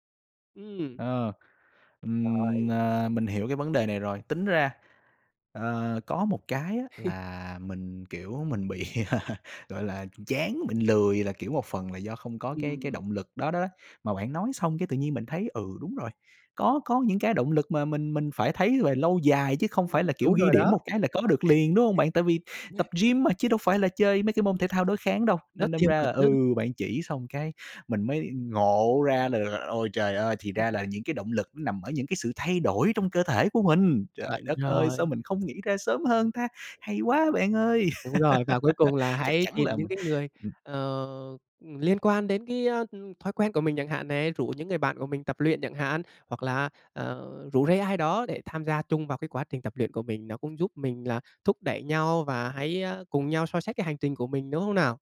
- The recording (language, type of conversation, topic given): Vietnamese, advice, Làm thế nào để duy trì thói quen tập luyện đều đặn?
- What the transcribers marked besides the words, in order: other background noise; laugh; laugh; unintelligible speech; laugh; tapping